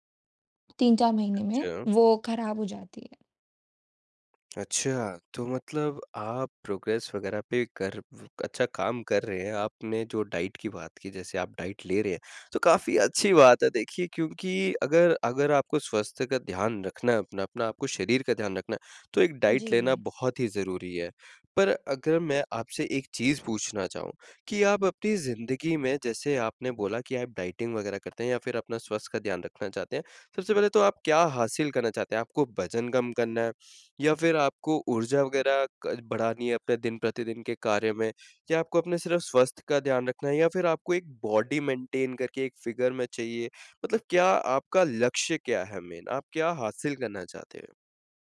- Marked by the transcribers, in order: in English: "प्रोग्रेस"; in English: "डाइट"; in English: "डाइट"; in English: "डाइट"; in English: "डाइटिंग"; in English: "बॉडी मेंटेन"; in English: "फ़िगर"; in English: "मेन?"
- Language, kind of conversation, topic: Hindi, advice, मैं स्वस्थ भोजन की आदत लगातार क्यों नहीं बना पा रहा/रही हूँ?